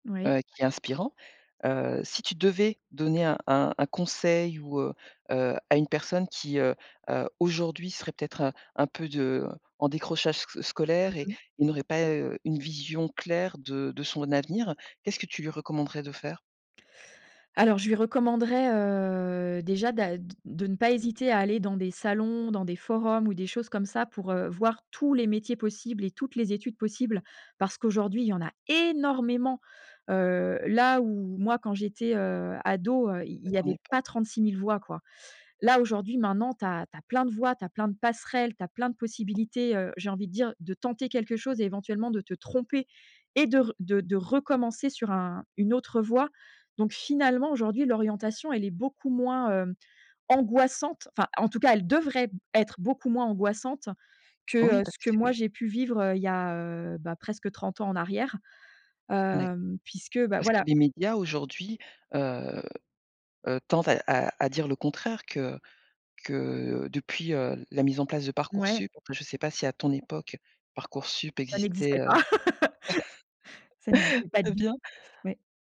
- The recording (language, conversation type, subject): French, podcast, Comment as-tu choisi tes études supérieures ?
- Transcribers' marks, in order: other background noise; drawn out: "heu"; stressed: "tous"; stressed: "énormément"; stressed: "angoissante"; stressed: "devrait"; unintelligible speech; laugh; chuckle